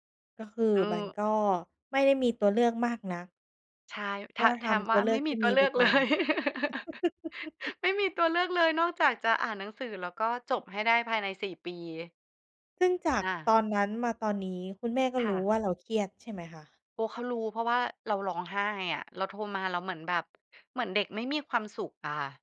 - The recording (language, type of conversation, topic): Thai, podcast, ควรทำอย่างไรเมื่อความคาดหวังของคนในครอบครัวไม่ตรงกัน?
- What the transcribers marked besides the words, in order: chuckle